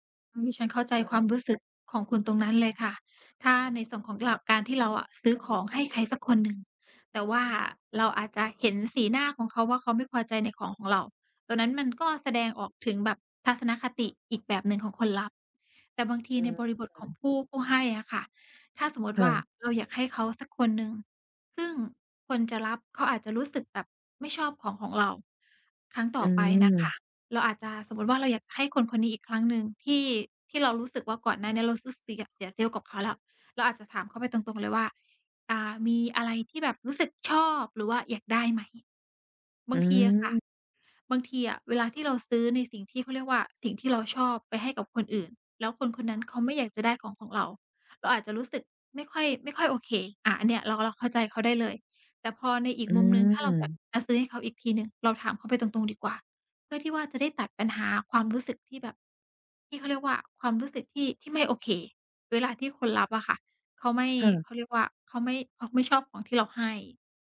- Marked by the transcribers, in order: other background noise; tapping; other noise
- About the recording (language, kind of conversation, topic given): Thai, advice, ฉันจะปรับทัศนคติเรื่องการใช้เงินให้ดีขึ้นได้อย่างไร?